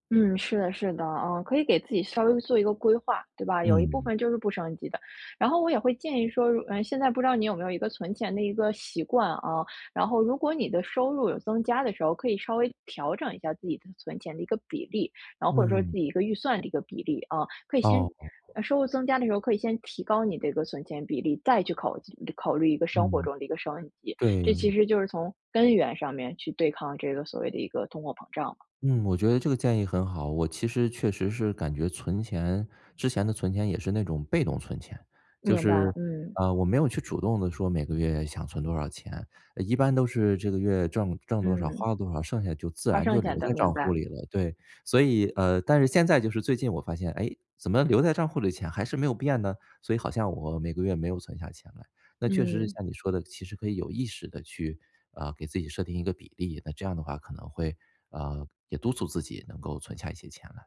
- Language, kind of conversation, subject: Chinese, advice, 我该如何避免生活水平随着收入增加而不断提高、从而影响储蓄和预算？
- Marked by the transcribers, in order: other background noise